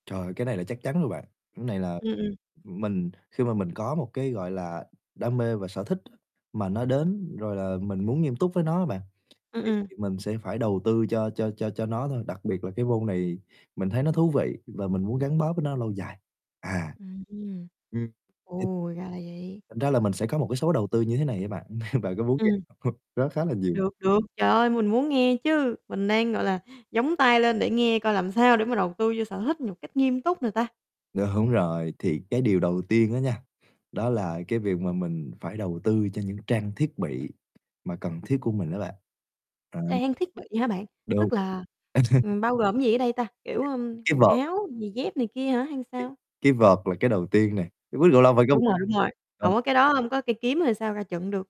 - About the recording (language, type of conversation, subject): Vietnamese, podcast, Bạn thường bắt đầu một sở thích mới như thế nào?
- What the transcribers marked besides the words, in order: distorted speech; tapping; unintelligible speech; chuckle; laughing while speaking: "bạn có muốn nghe không?"; other background noise; chuckle; static; unintelligible speech